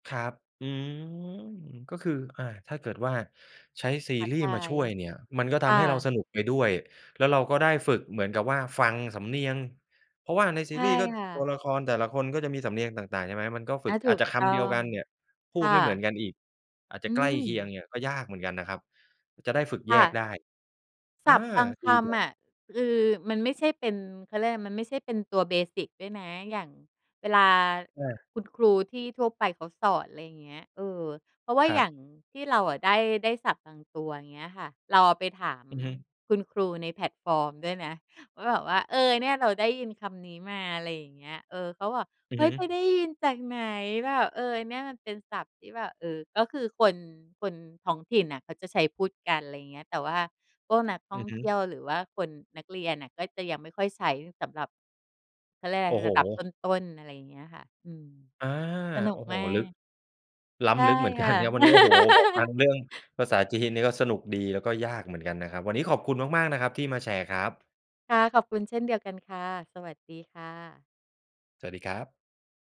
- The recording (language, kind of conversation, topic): Thai, podcast, ถ้าอยากเริ่มเรียนทักษะใหม่ตอนโต ควรเริ่มอย่างไรดี?
- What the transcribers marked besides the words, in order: in English: "เบสิก"; laughing while speaking: "เหมือนกันครับ"; laugh